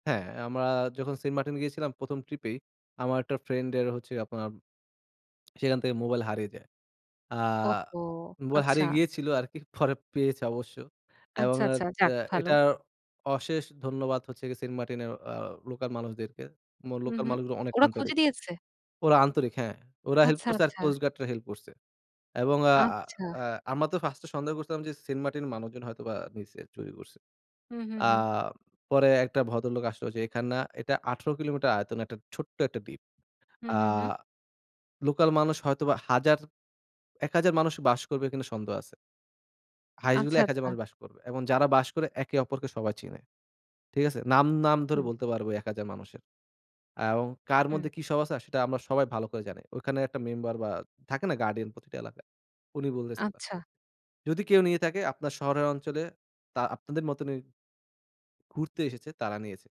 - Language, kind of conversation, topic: Bengali, podcast, আপনার জীবনে সবচেয়ে বেশি পরিবর্তন এনেছিল এমন কোন ভ্রমণটি ছিল?
- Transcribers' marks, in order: none